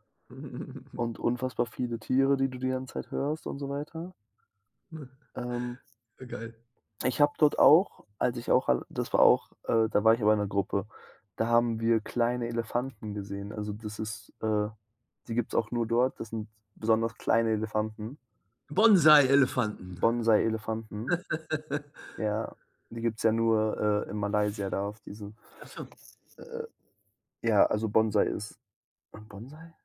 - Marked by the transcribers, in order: giggle; chuckle; other background noise; tapping; laugh
- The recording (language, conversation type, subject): German, podcast, Erzählst du von einem Abenteuer, das du allein gewagt hast?
- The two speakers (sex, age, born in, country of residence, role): male, 20-24, Germany, Germany, guest; male, 70-74, Germany, Germany, host